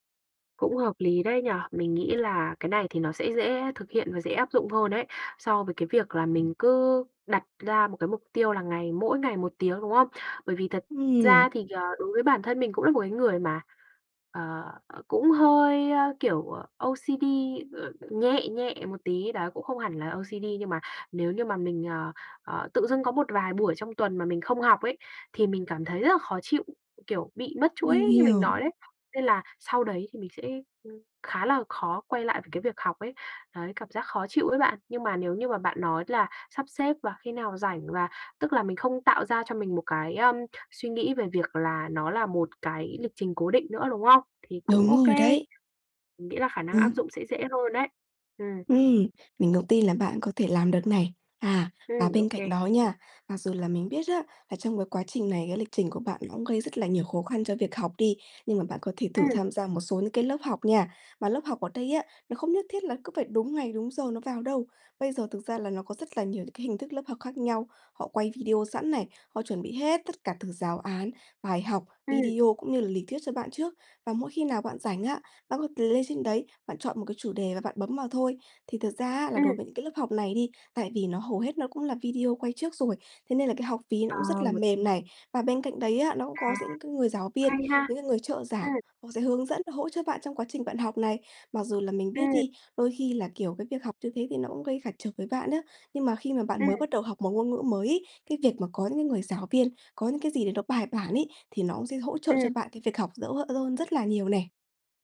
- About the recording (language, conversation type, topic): Vietnamese, advice, Làm sao tôi có thể linh hoạt điều chỉnh kế hoạch khi mục tiêu thay đổi?
- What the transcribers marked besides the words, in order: in English: "O-C-D"; in English: "O-C-D"; other background noise; tapping